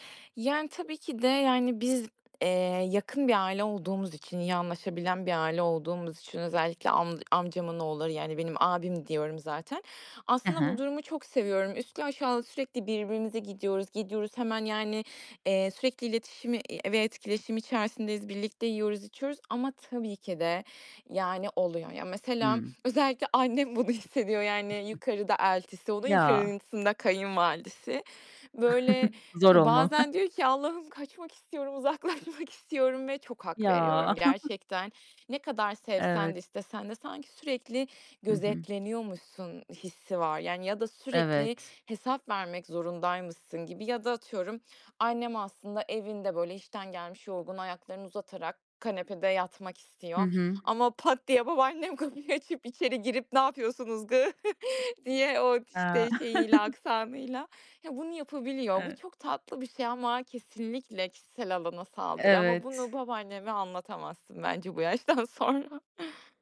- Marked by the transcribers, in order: unintelligible speech; other background noise; chuckle; "yukarısında" said as "yukarınsında"; laughing while speaking: "olmalı"; laughing while speaking: "uzaklaşmak istiyorum"; chuckle; laughing while speaking: "Ne yapıyorsunuz kız?"; chuckle; unintelligible speech; laughing while speaking: "bu yaştan sonra"
- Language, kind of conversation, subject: Turkish, podcast, Kişisel alanın önemini başkalarına nasıl anlatırsın?